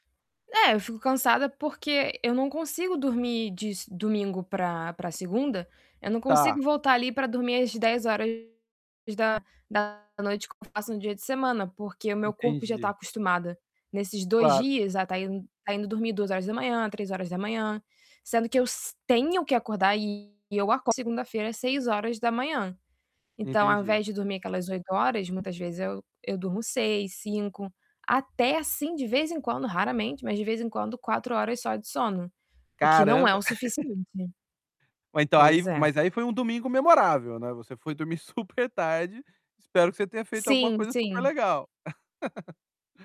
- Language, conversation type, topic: Portuguese, advice, Como posso manter bons hábitos de sono durante viagens e nos fins de semana?
- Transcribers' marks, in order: distorted speech; chuckle; laughing while speaking: "super"; tapping; laugh